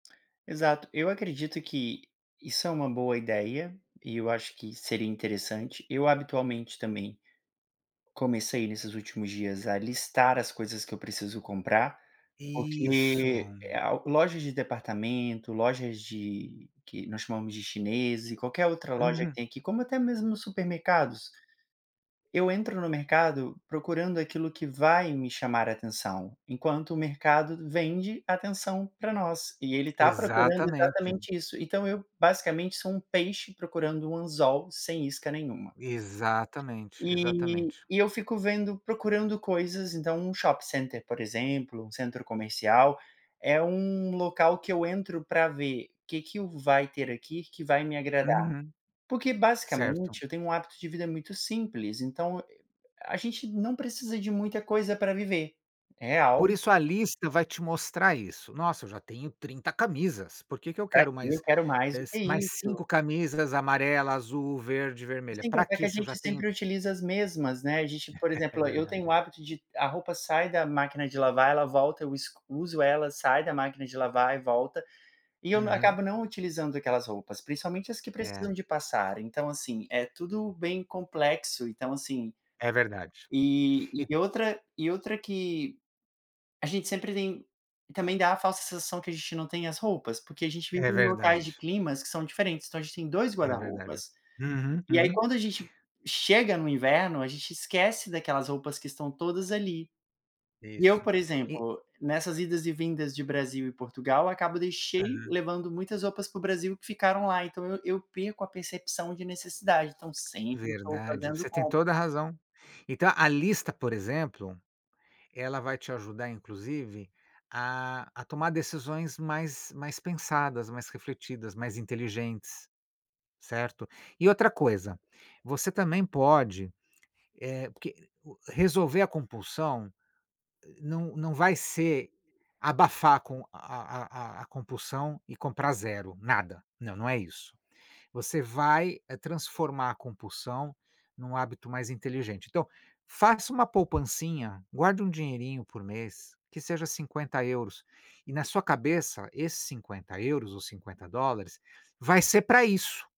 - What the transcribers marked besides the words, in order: tapping; other background noise; laugh
- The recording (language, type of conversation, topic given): Portuguese, advice, Como você lida com compras impulsivas que geram dívidas e arrependimento?